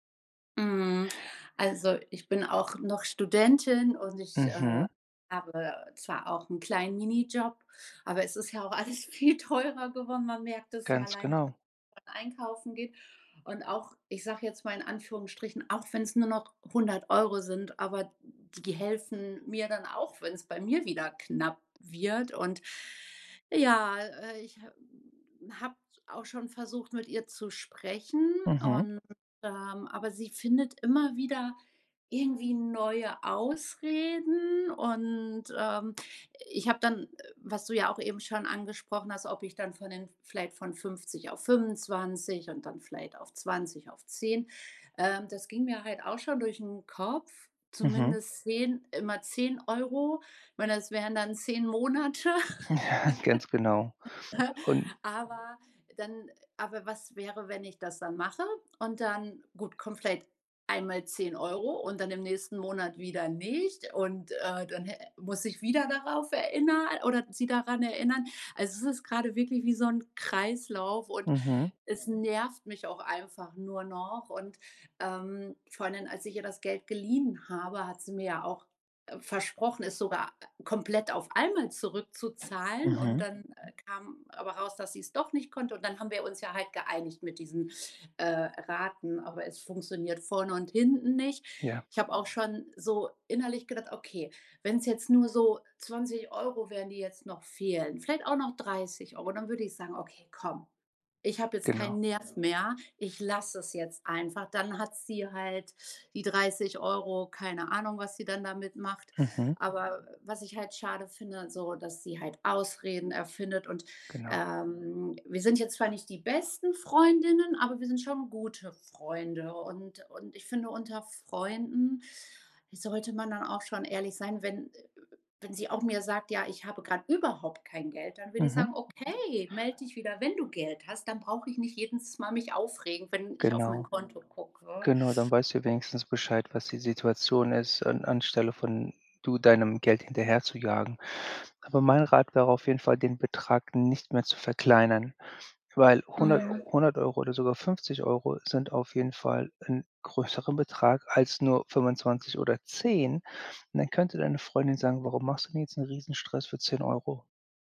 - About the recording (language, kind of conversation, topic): German, advice, Was kann ich tun, wenn ein Freund oder eine Freundin sich Geld leiht und es nicht zurückzahlt?
- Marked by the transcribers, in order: laughing while speaking: "alles viel"; giggle; chuckle; "jedens" said as "jedes"; background speech